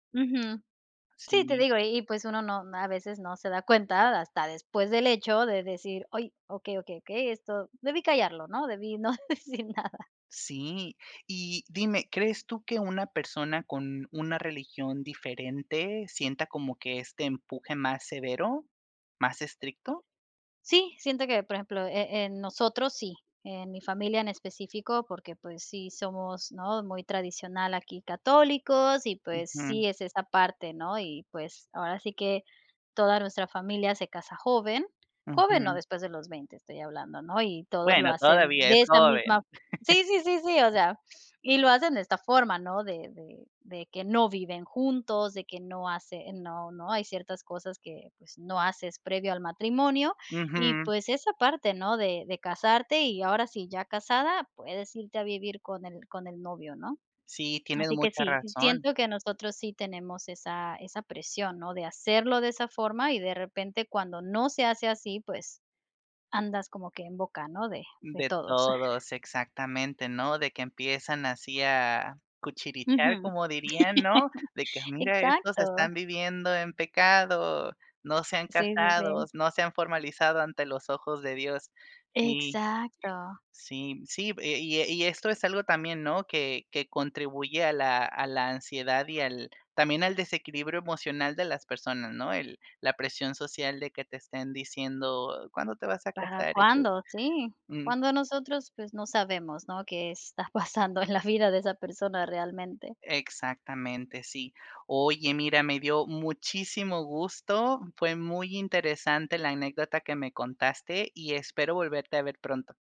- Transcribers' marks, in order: laughing while speaking: "no decir nada"; laugh; other background noise; chuckle; "cuchichear" said as "cuchirichar"; laugh; other noise; laughing while speaking: "está pasando"
- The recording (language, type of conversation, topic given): Spanish, podcast, ¿Cómo puedes manejar la presión familiar para tener pareja o casarte?